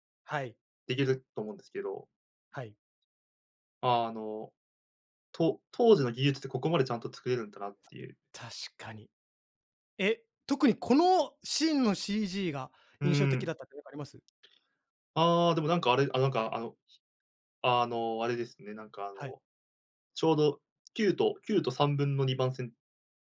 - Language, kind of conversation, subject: Japanese, podcast, 最近好きな映画について、どんなところが気に入っているのか教えてくれますか？
- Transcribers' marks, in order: other background noise